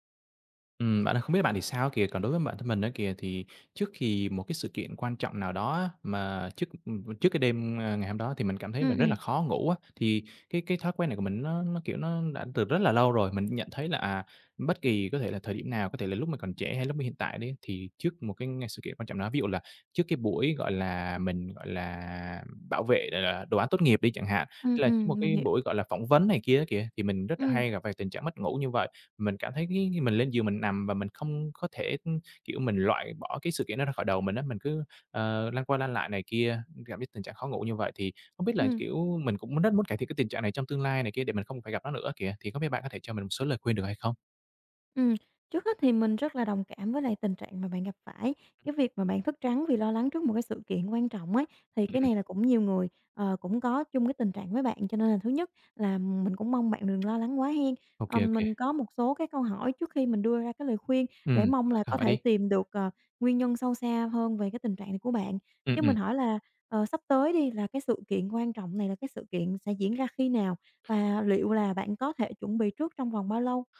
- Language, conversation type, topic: Vietnamese, advice, Làm thế nào để đối phó với việc thức trắng vì lo lắng trước một sự kiện quan trọng?
- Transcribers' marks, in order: other background noise; tapping